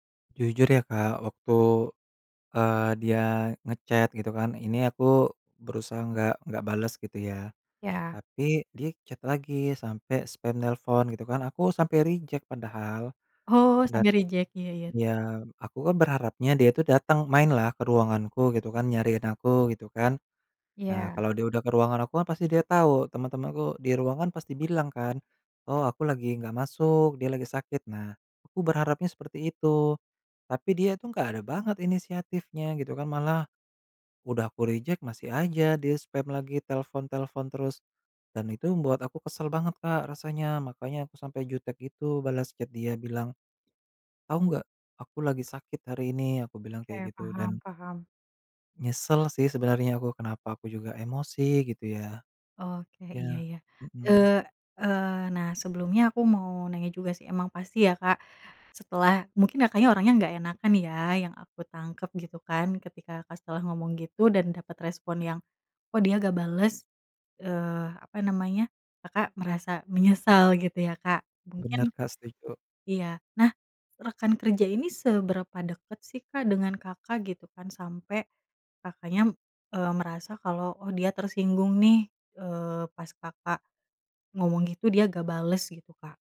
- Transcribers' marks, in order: in English: "nge-chat"; in English: "chat"; in English: "reject"; in English: "reject"; in English: "reject"; in English: "chat"; other background noise
- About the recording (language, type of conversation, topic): Indonesian, advice, Bagaimana cara mengklarifikasi kesalahpahaman melalui pesan teks?